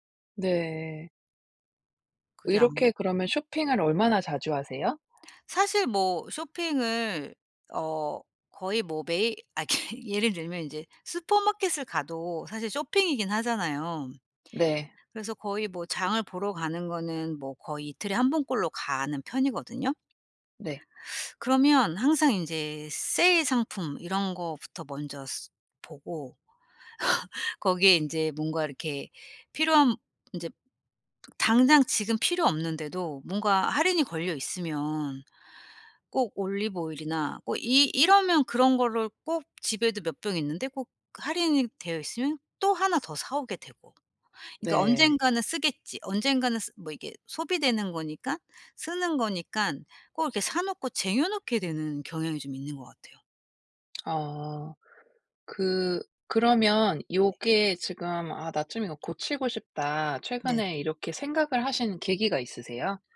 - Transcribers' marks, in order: laughing while speaking: "그"; laugh; other background noise; tapping
- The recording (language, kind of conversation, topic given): Korean, advice, 세일 때문에 필요 없는 물건까지 사게 되는 습관을 어떻게 고칠 수 있을까요?